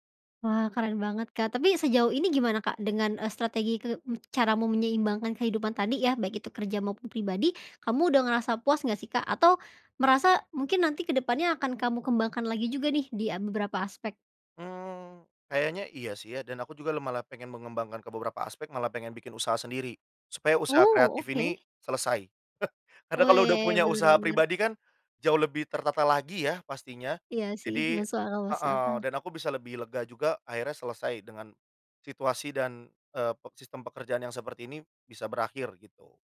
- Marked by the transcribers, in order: chuckle
- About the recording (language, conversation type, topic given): Indonesian, podcast, Bagaimana influencer menyeimbangkan pekerjaan dan kehidupan pribadi?